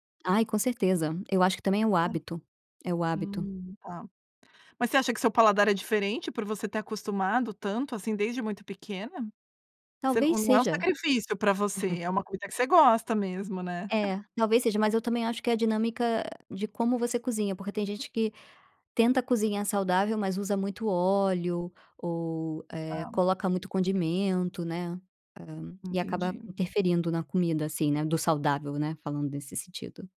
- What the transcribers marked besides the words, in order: chuckle; chuckle
- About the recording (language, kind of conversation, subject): Portuguese, podcast, Como eram as refeições em família na sua infância?